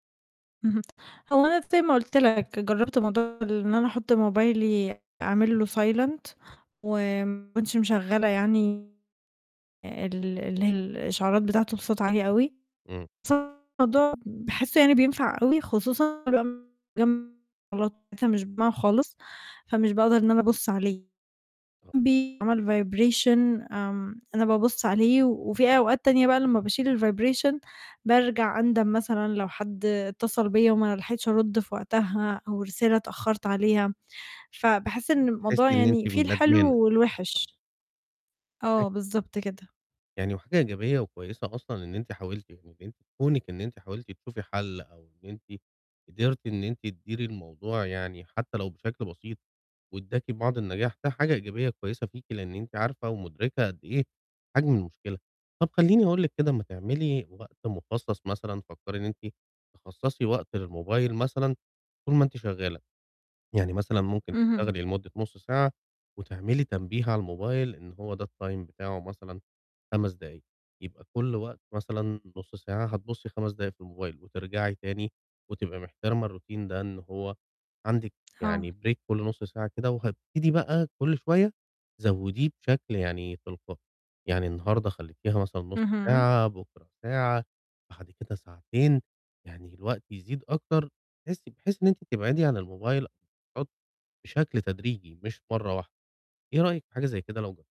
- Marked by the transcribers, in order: in English: "silent"; distorted speech; unintelligible speech; unintelligible speech; in English: "vibration"; in English: "الvibration"; unintelligible speech; in English: "الtime"; in English: "الروتين"; in English: "break"
- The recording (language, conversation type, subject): Arabic, advice, إزاي أقلّل الانقطاعات الرقمية عشان أركز أحسن وأنجز شغل عميق من غير تشتّت؟